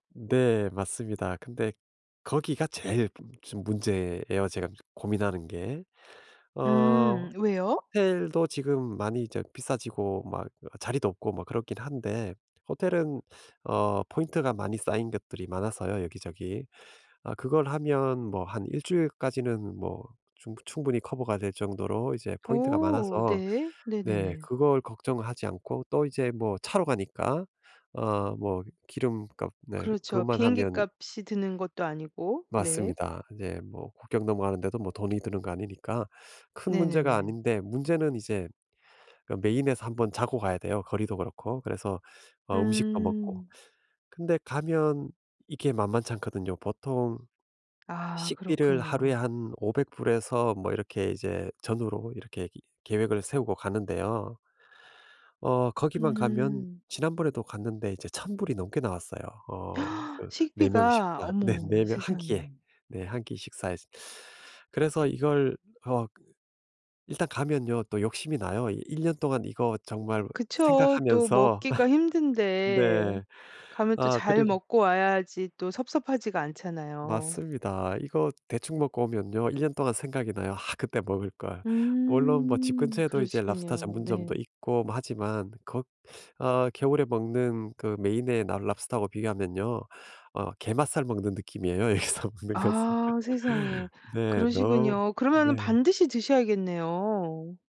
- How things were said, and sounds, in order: other background noise; gasp; laugh; laughing while speaking: "여기서 먹는 것은"
- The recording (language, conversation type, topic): Korean, advice, 다음 여행을 잘 계획하고 준비하려면 어떻게 해야 할까요?